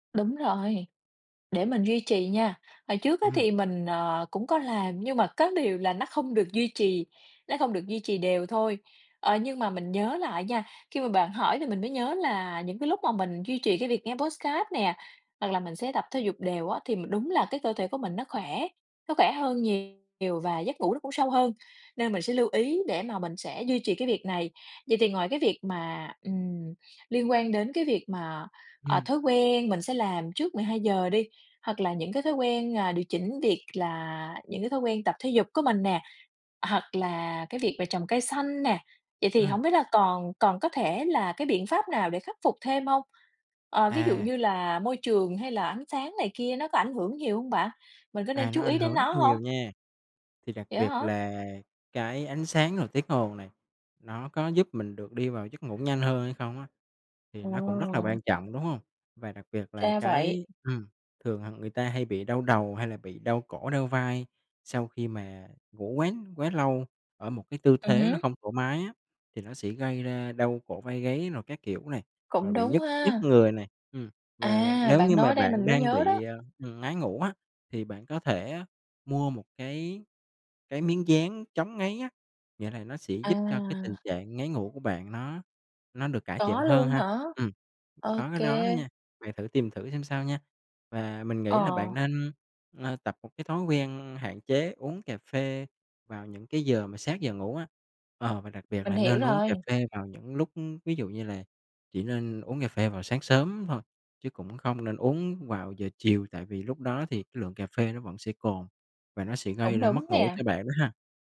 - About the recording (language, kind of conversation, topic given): Vietnamese, advice, Vì sao tôi ngủ đủ giờ nhưng sáng dậy vẫn mệt lờ đờ?
- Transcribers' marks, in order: tapping; in English: "podcast"